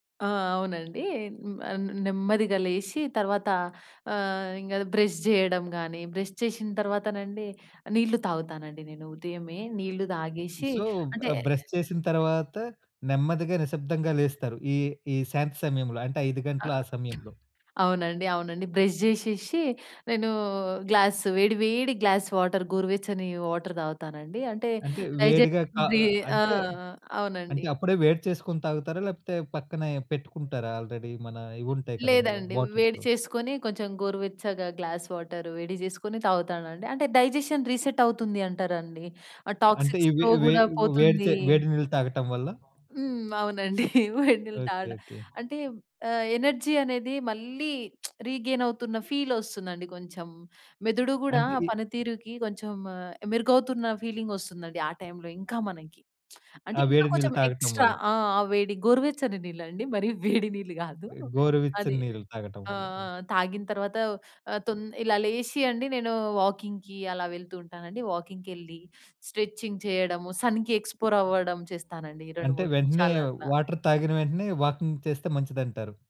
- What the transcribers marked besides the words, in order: other background noise; in English: "సో"; in English: "గ్లాస్"; in English: "గ్లాస్ వాటర్"; in English: "వాటర్"; in English: "డైజెస్ట్"; in English: "ఆల్రెడీ"; in English: "బాటిల్స్‌లో"; in English: "గ్లాస్ వాటర్"; in English: "డైజెషన్ రీసెట్"; in English: "టాక్సిక్స్ ఫ్లో"; chuckle; in English: "ఎనర్జీ"; lip smack; in English: "రీగెయిన్"; in English: "ఫీల్"; in English: "ఫీలింగ్"; lip smack; in English: "ఎక్స్ట్రా"; chuckle; in English: "వాకింగ్‌కి"; in English: "వాకింగ్‌కెళ్లి స్ట్రెచింగ్"; in English: "సన్‌కి ఎక్స్‌ప్లోర్"; in English: "వాటర్"; in English: "వాకింగ్"
- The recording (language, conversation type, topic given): Telugu, podcast, ఉదయం సమయాన్ని మెరుగ్గా ఉపయోగించుకోవడానికి మీకు ఉపయోగపడిన చిట్కాలు ఏమిటి?